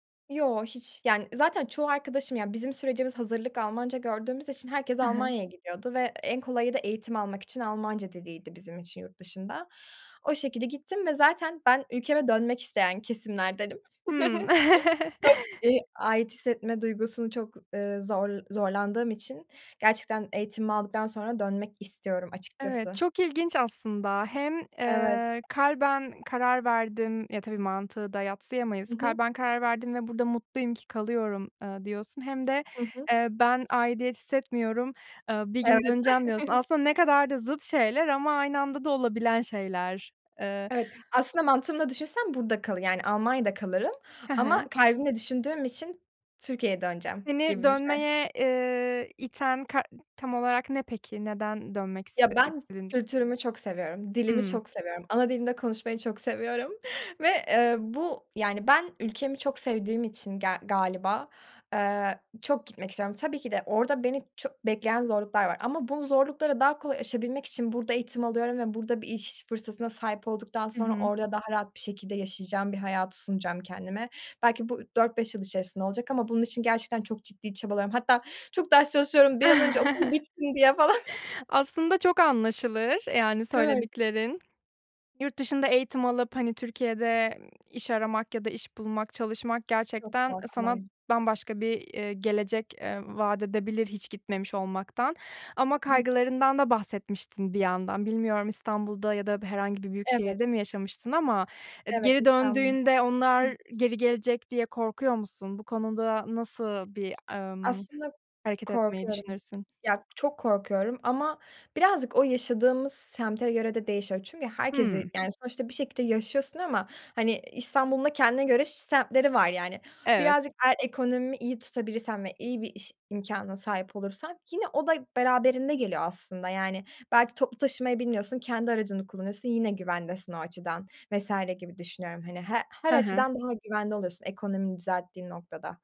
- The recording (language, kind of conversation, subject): Turkish, podcast, Bir karar verirken içgüdüne mi yoksa mantığına mı daha çok güvenirsin?
- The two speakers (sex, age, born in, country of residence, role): female, 20-24, Turkey, Germany, guest; female, 30-34, Turkey, Germany, host
- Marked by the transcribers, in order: chuckle; chuckle; other background noise; joyful: "seviyorum"; chuckle; swallow